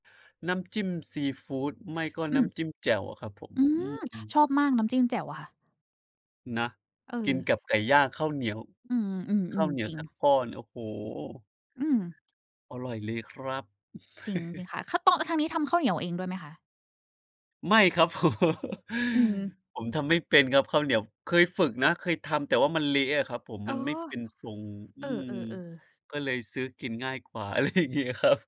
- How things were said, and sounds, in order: chuckle; laughing while speaking: "ผม"; chuckle; laughing while speaking: "อะไรอย่างงี้ครับ"
- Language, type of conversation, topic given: Thai, unstructured, อาหารจานไหนที่คุณคิดว่าทำง่ายแต่รสชาติดี?